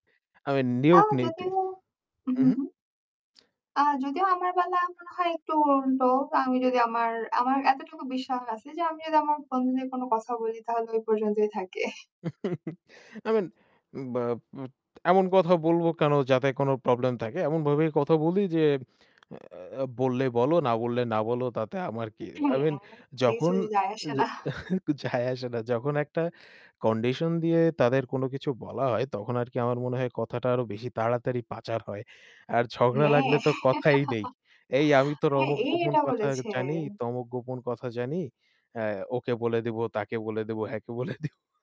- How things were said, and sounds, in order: static; chuckle; chuckle; chuckle; laughing while speaking: "হ্যাঁ, কে বলে দিব"
- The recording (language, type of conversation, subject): Bengali, unstructured, বন্ধুরা কীভাবে আপনার জীবনে প্রভাব ফেলে?